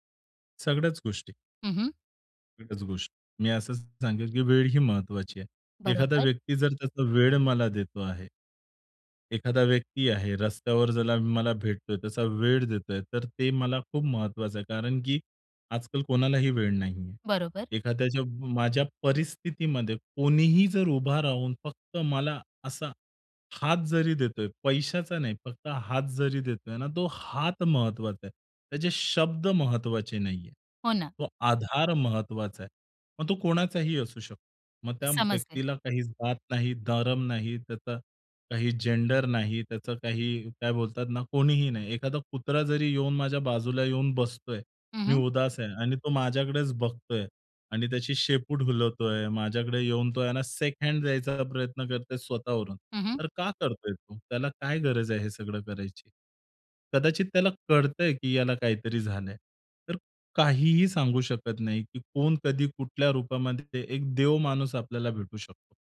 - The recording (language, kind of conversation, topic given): Marathi, podcast, रस्त्यावरील एखाद्या अपरिचिताने तुम्हाला दिलेला सल्ला तुम्हाला आठवतो का?
- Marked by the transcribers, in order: in English: "जेंडर"; in English: "सेक हँड"; "शेक" said as "सेक"; other background noise